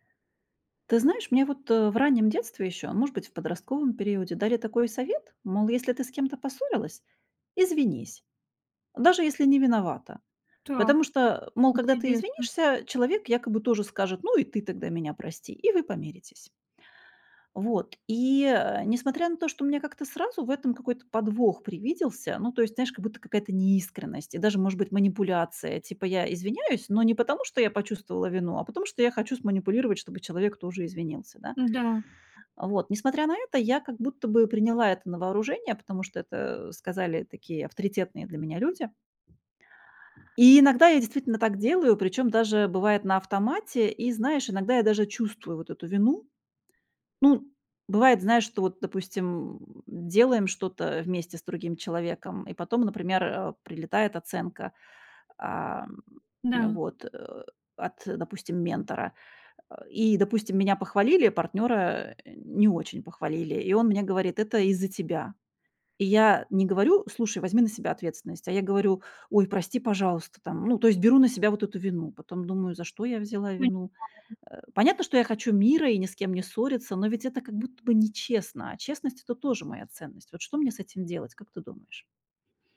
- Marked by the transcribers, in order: other background noise; tapping
- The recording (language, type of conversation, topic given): Russian, advice, Почему я всегда извиняюсь, даже когда не виноват(а)?